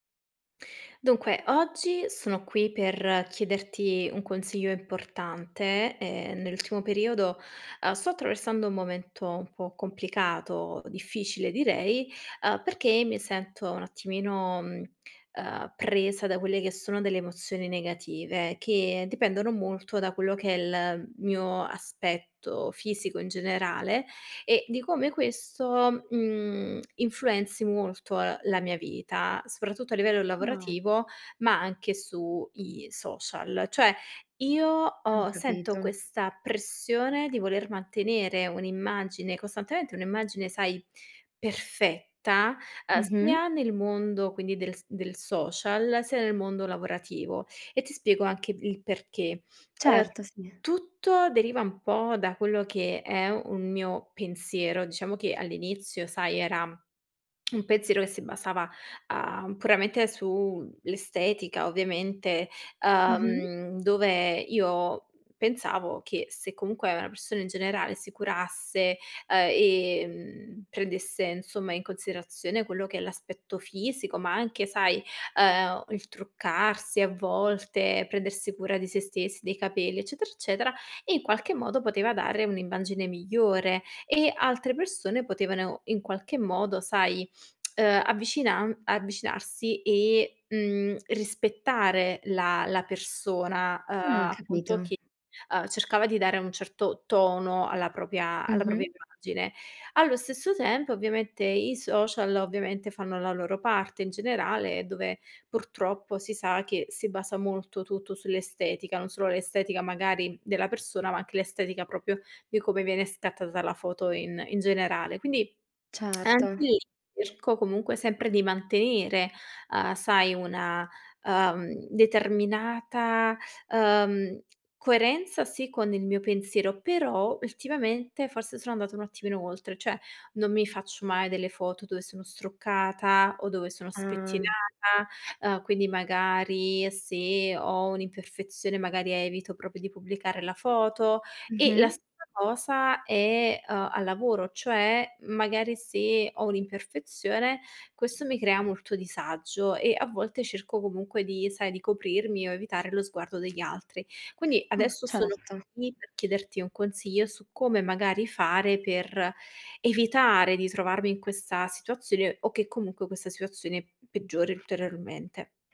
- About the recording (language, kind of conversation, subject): Italian, advice, Come descriveresti la pressione di dover mantenere sempre un’immagine perfetta al lavoro o sui social?
- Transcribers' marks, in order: tongue click; tsk; "propria" said as "propia"; other background noise; "proprio" said as "propio"; tongue click; "cerco" said as "erco"; "proprio" said as "propio"